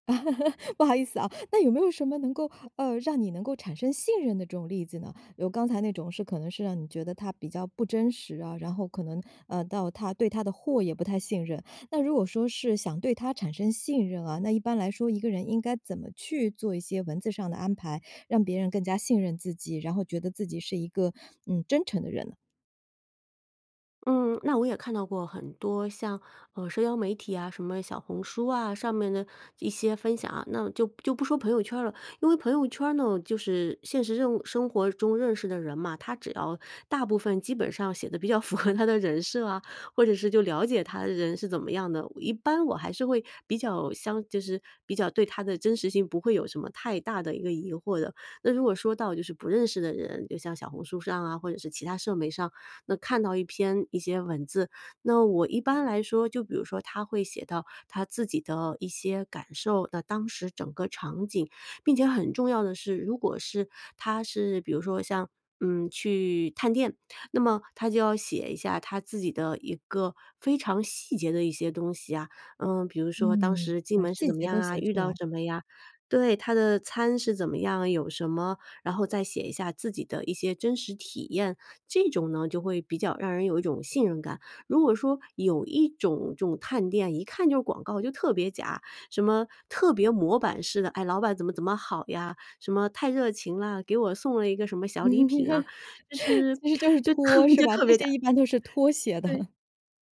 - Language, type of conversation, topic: Chinese, podcast, 在网上如何用文字让人感觉真实可信？
- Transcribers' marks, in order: laugh; laughing while speaking: "比较符合"; laugh; laughing while speaking: "其实就是托"; laughing while speaking: "特 就特别假"; chuckle; laugh